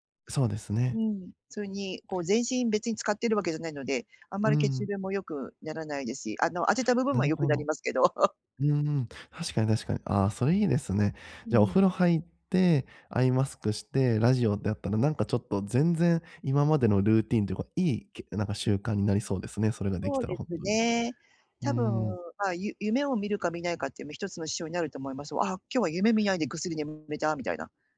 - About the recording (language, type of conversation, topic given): Japanese, advice, 寝る前に毎晩同じルーティンを続けるにはどうすればよいですか？
- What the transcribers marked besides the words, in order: chuckle